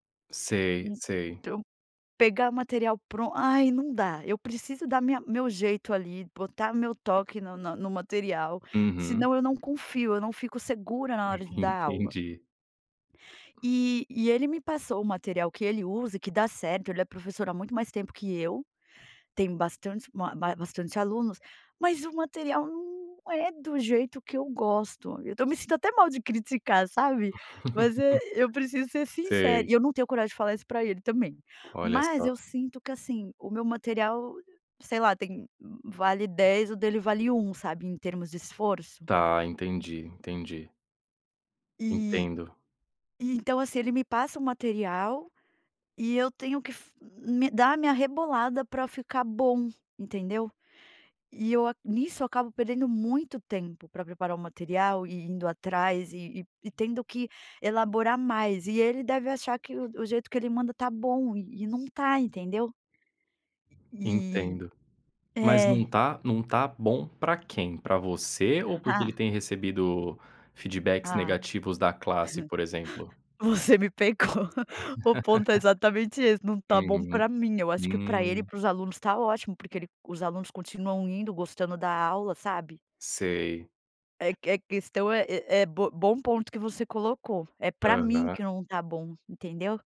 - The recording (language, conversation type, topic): Portuguese, advice, Como posso negociar uma divisão mais justa de tarefas com um colega de equipe?
- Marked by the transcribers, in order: tapping; chuckle; other background noise; laugh; laugh; laugh